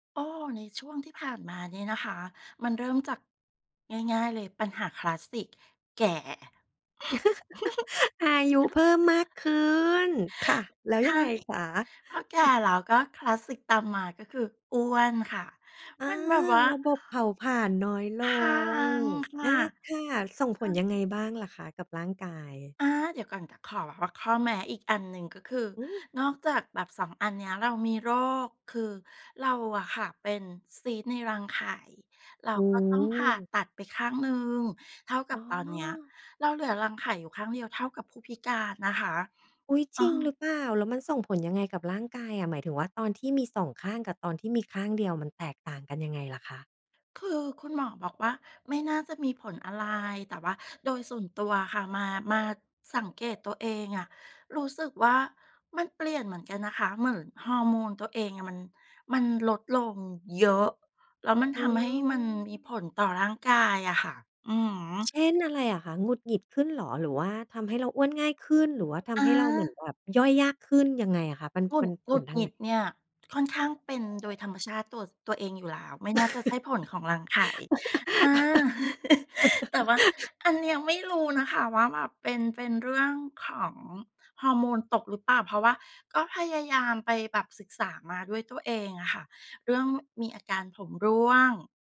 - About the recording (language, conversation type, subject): Thai, podcast, คุณเริ่มต้นจากตรงไหนเมื่อจะสอนตัวเองเรื่องใหม่ๆ?
- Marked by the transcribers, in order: chuckle; giggle; other background noise; tapping; chuckle; drawn out: "พัง"; unintelligible speech; stressed: "เยอะ"; laugh; chuckle